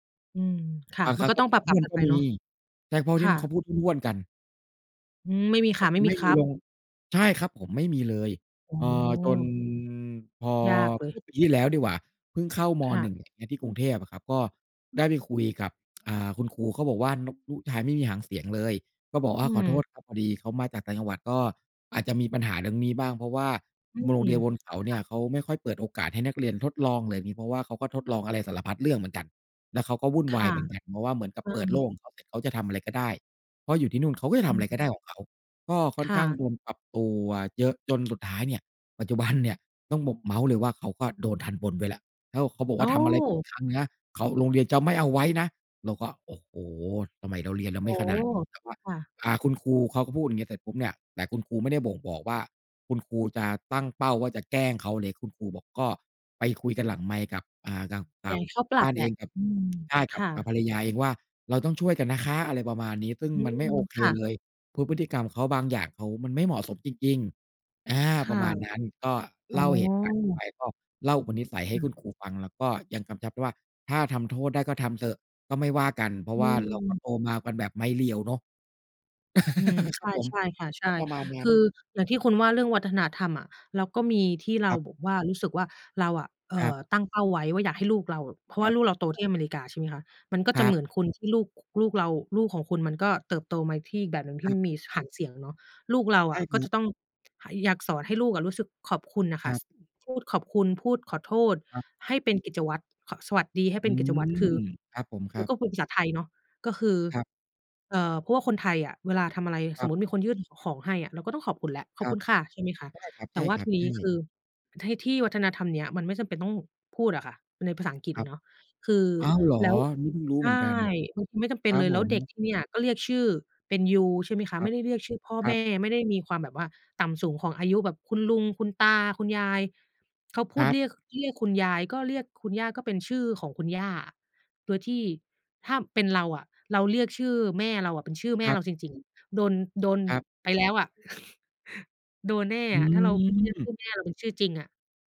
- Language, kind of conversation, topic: Thai, unstructured, เด็กๆ ควรเรียนรู้อะไรเกี่ยวกับวัฒนธรรมของตนเอง?
- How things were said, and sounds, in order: tsk; other background noise; tapping; chuckle; in English: "you"; chuckle